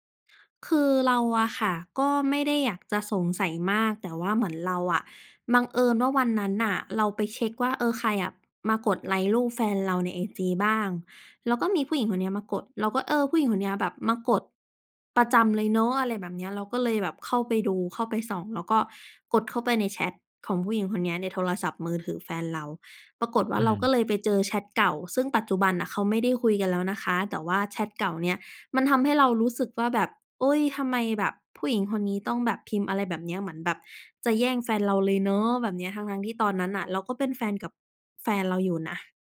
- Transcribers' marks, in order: other background noise
- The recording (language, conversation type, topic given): Thai, advice, คุณควรทำอย่างไรเมื่อรู้สึกไม่เชื่อใจหลังพบข้อความน่าสงสัย?